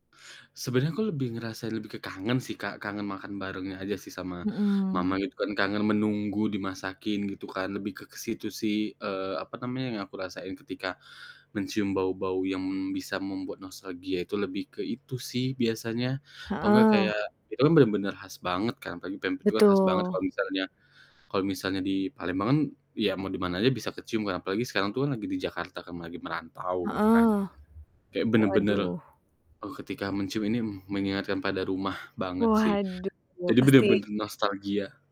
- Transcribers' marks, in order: static; other background noise; distorted speech
- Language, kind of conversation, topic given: Indonesian, podcast, Pernahkah kamu tiba-tiba merasa nostalgia karena bau, lagu, atau iklan tertentu?